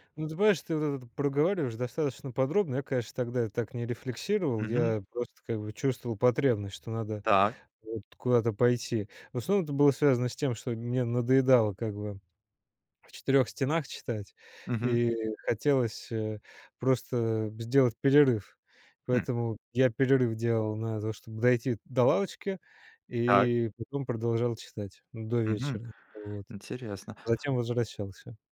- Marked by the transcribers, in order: none
- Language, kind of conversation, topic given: Russian, podcast, Какая книга помогает тебе убежать от повседневности?